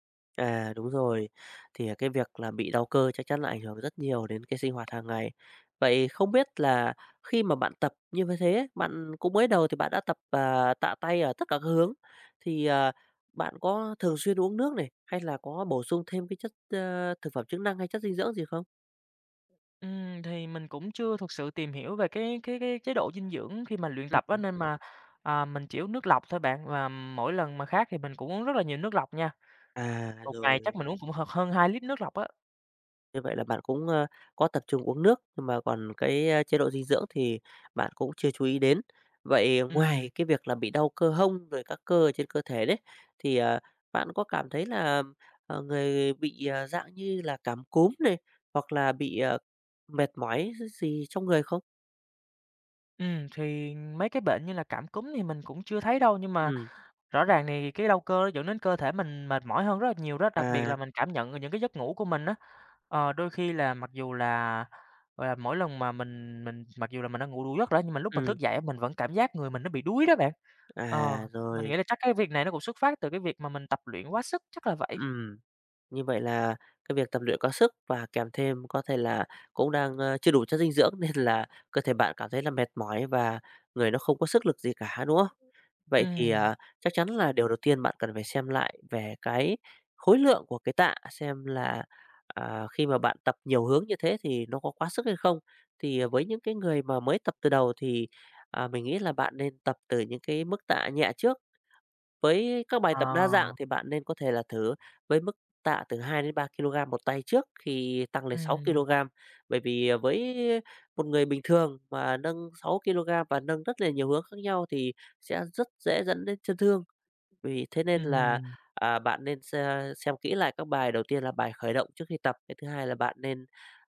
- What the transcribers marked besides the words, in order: tapping; other background noise
- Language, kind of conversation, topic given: Vietnamese, advice, Vì sao tôi không hồi phục sau những buổi tập nặng và tôi nên làm gì?